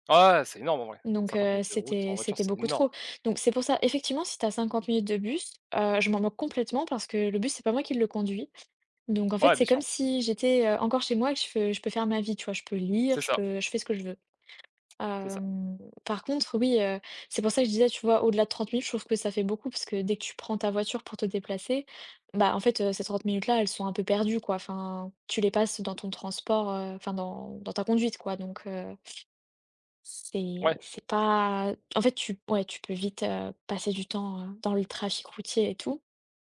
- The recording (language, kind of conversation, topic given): French, unstructured, Préféreriez-vous vivre dans une grande ville ou à la campagne pour le reste de votre vie ?
- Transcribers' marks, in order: stressed: "énorme"